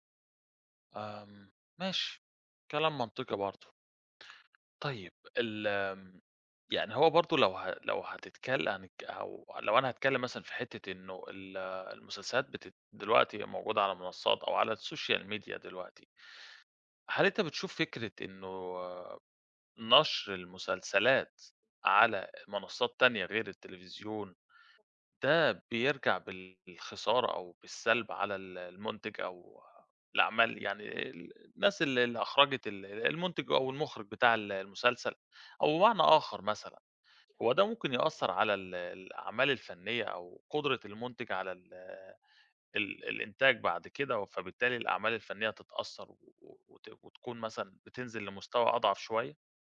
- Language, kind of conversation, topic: Arabic, podcast, إزاي بتأثر السوشال ميديا على شهرة المسلسلات؟
- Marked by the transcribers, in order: tapping; in English: "الSocial Media"